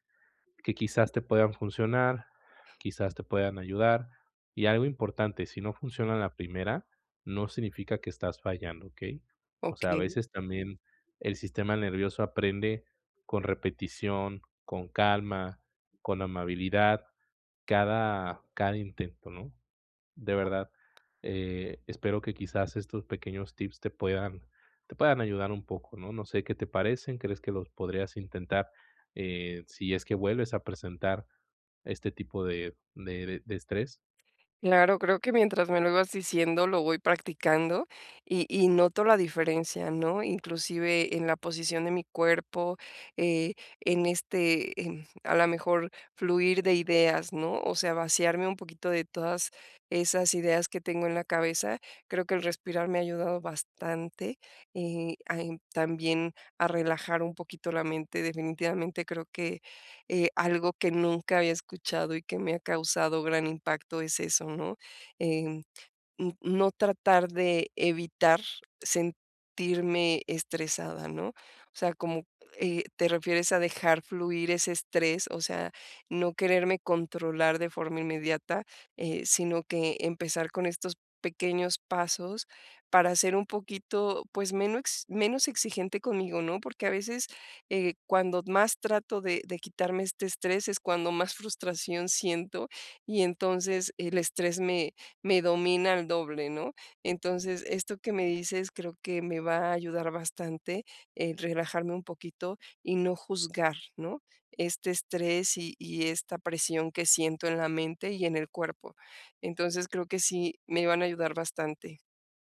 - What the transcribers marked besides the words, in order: other noise; tapping; other background noise
- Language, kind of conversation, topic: Spanish, advice, ¿Cómo puedo relajar el cuerpo y la mente rápidamente?